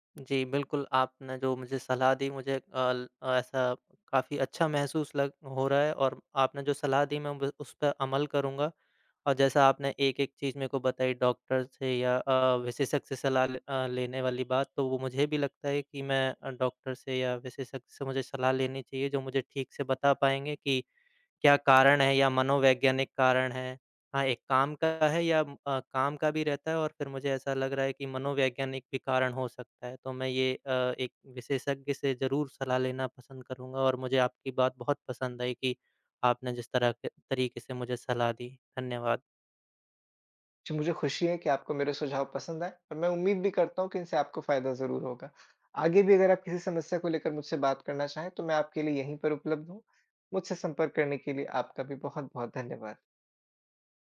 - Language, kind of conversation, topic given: Hindi, advice, क्या आपका खाने का समय अनियमित हो गया है और आप बार-बार खाना छोड़ देते/देती हैं?
- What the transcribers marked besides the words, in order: none